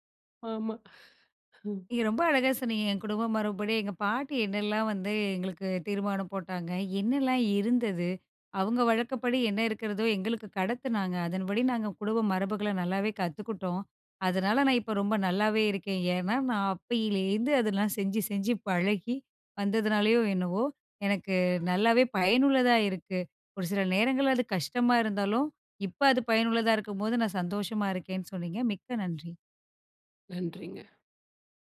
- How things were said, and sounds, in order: chuckle; other background noise; tapping
- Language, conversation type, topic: Tamil, podcast, குடும்ப மரபு உங்களை எந்த விதத்தில் உருவாக்கியுள்ளது என்று நீங்கள் நினைக்கிறீர்கள்?